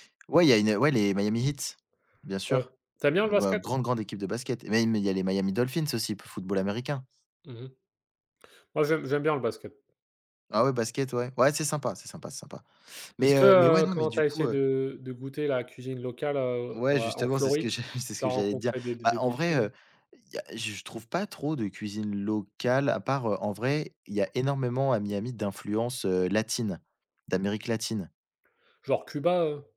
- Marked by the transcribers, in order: chuckle; tapping; other background noise
- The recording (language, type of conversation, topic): French, unstructured, Quels défis rencontrez-vous pour goûter la cuisine locale en voyage ?